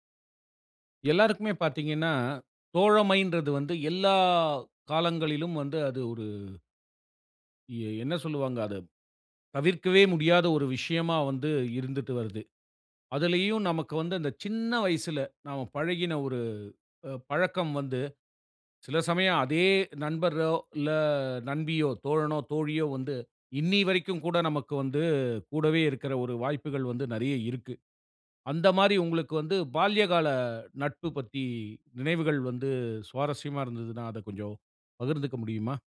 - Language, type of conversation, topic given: Tamil, podcast, பால்யகாலத்தில் நடந்த மறக்கமுடியாத ஒரு நட்பு நிகழ்வைச் சொல்ல முடியுமா?
- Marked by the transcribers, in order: drawn out: "எல்லா"